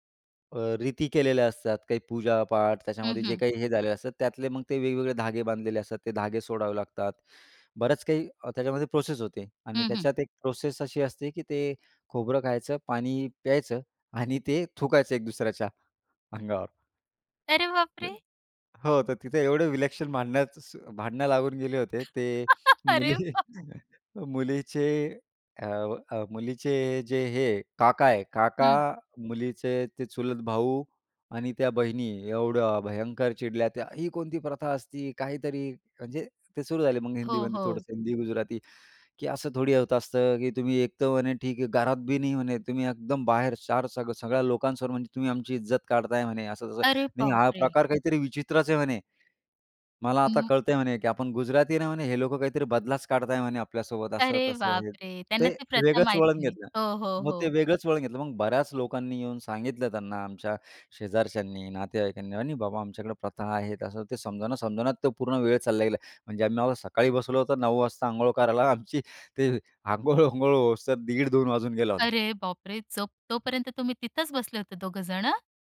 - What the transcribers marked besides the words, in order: "ते" said as "थुंकायचं"; laughing while speaking: "अरे बाप रे!"; laugh; laughing while speaking: "अरे बाप!"; laughing while speaking: "मुली"; surprised: "अरे बाप रे!"; laughing while speaking: "आमची ते अंघोळ वांघोळ होस तर दीड-दोन वाजून गेला होता"
- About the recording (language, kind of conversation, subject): Marathi, podcast, तुमच्या घरात वेगवेगळ्या संस्कृती एकमेकांत कशा मिसळतात?